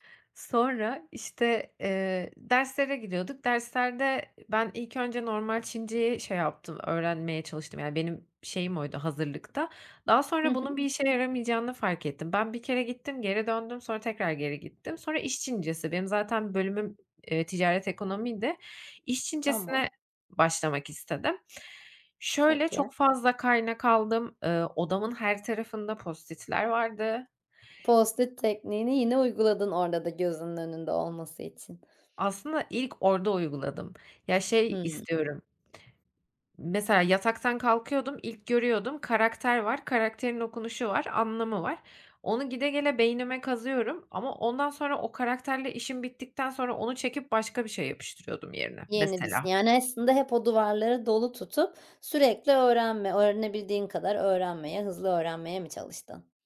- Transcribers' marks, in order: other background noise; unintelligible speech
- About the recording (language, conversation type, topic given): Turkish, podcast, Kendi kendine öğrenmeyi nasıl öğrendin, ipuçların neler?